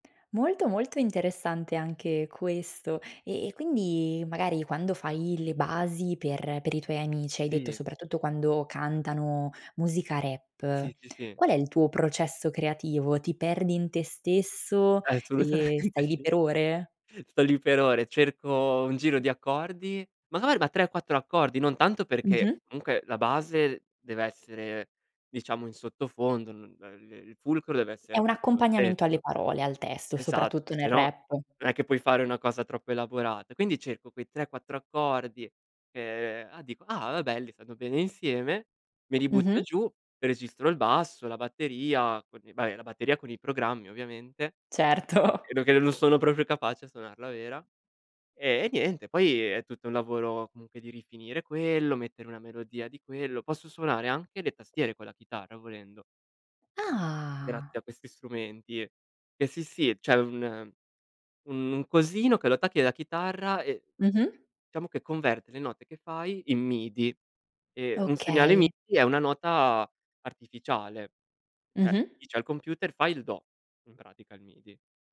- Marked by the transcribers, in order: drawn out: "quindi"; laughing while speaking: "Assolutamente"; chuckle; other background noise; tapping; drawn out: "che"; laughing while speaking: "Certo"; drawn out: "Ah"; "diciamo" said as "ciamo"; "Cioè" said as "ceh"
- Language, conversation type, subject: Italian, podcast, Raccontami di un hobby che ti fa perdere la nozione del tempo